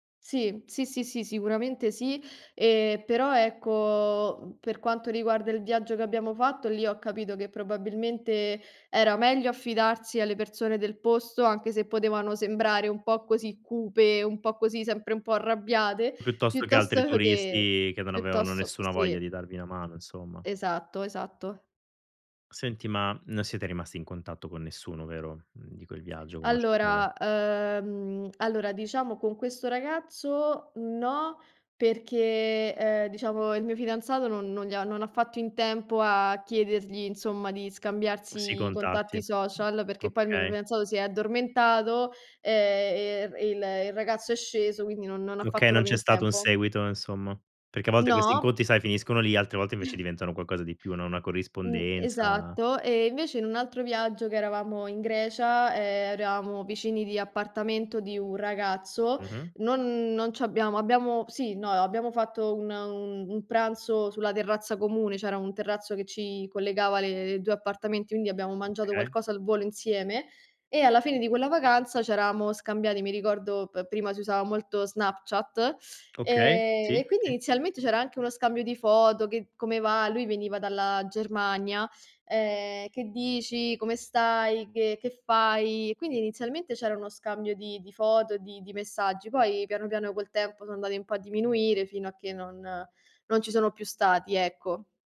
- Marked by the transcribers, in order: unintelligible speech; tongue click; chuckle
- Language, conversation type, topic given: Italian, podcast, Hai mai condiviso un pasto improvvisato con uno sconosciuto durante un viaggio?